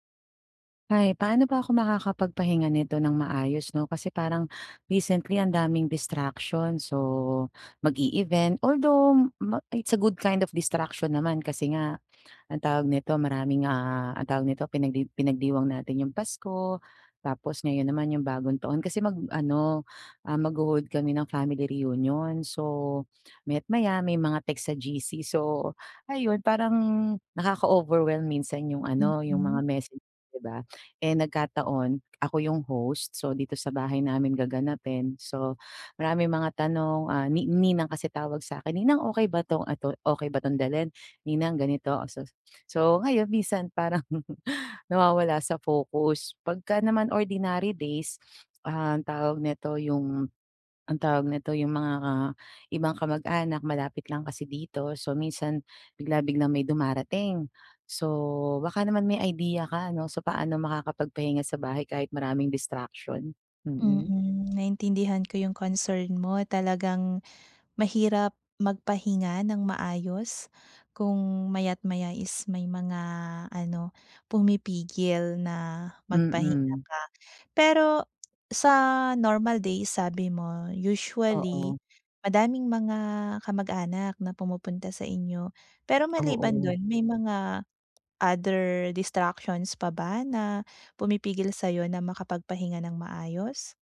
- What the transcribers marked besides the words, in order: other background noise; in English: "it's a good kind of distraction"; tapping; laugh; sniff
- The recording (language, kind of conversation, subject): Filipino, advice, Paano ako makakapagpahinga sa bahay kahit maraming distraksyon?